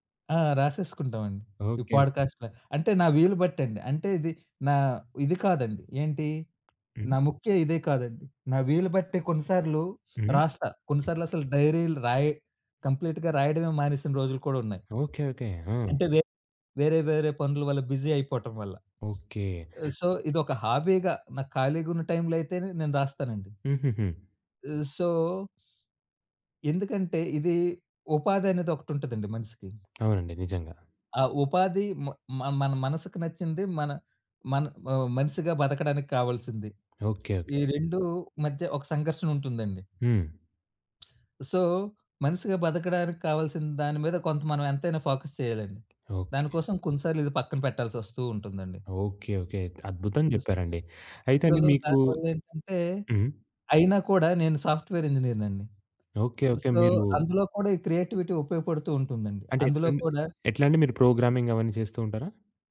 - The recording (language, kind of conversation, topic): Telugu, podcast, సృజనకు స్ఫూర్తి సాధారణంగా ఎక్కడ నుంచి వస్తుంది?
- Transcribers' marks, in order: in English: "పాడ్‌కాస్ట్‌లని"; other background noise; in English: "కంప్లీట్‌గా"; in English: "బిజీ"; in English: "సో"; in English: "హాబీగా"; in English: "సో"; tapping; lip smack; in English: "సో"; in English: "ఫోకస్"; in English: "సో"; in English: "సాఫ్ట్‌వేర్ ఇంజినీర్"; in English: "సో"; in English: "క్రియేటివిటీ"; in English: "ప్రోగ్రామింగ్"